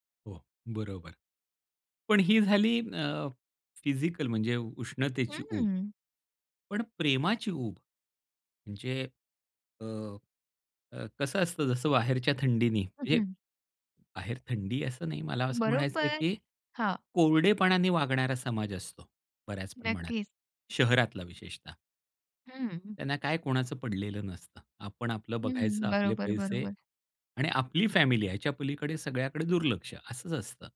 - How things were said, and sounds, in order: in English: "फिजिकल"; put-on voice: "बरोबर"
- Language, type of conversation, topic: Marathi, podcast, तुम्हाला घरातील उब कशी जाणवते?